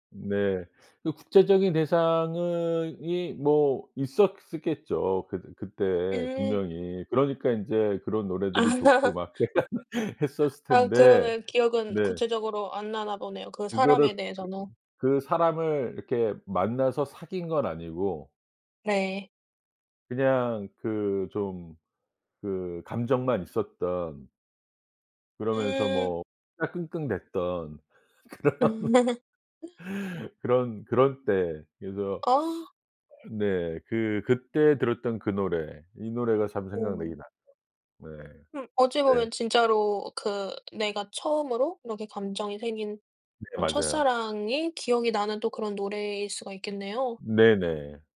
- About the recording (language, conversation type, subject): Korean, podcast, 어떤 음악을 들으면 옛사랑이 생각나나요?
- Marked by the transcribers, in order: laughing while speaking: "아"; laugh; laugh; laughing while speaking: "그런"; laugh